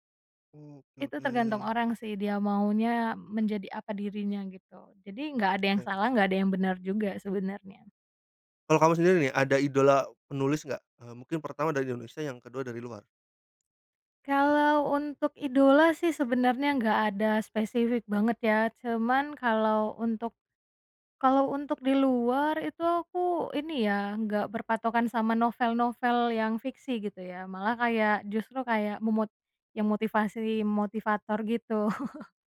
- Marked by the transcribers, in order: tapping; chuckle
- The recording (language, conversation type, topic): Indonesian, podcast, Apa rasanya saat kamu menerima komentar pertama tentang karya kamu?